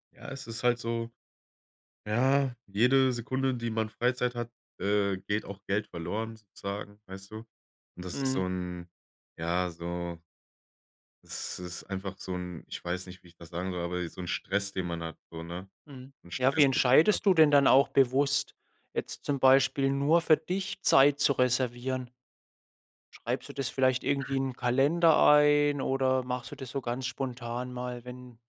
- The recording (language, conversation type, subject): German, podcast, Wie findest du die Balance zwischen Arbeit und Freizeit?
- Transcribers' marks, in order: stressed: "dich"; other background noise